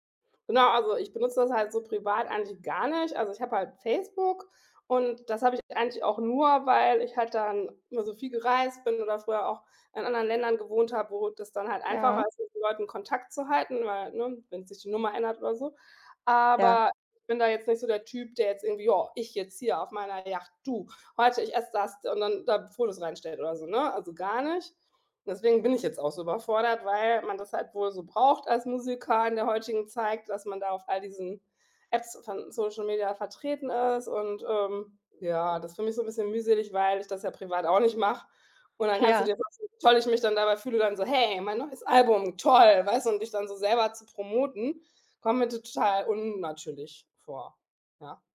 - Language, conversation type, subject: German, unstructured, Wie verändern soziale Medien unsere Gemeinschaft?
- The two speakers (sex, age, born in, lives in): female, 18-19, Germany, Germany; female, 40-44, Germany, Germany
- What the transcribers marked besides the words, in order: other background noise; put-on voice: "Hey, mein neues Album, toll"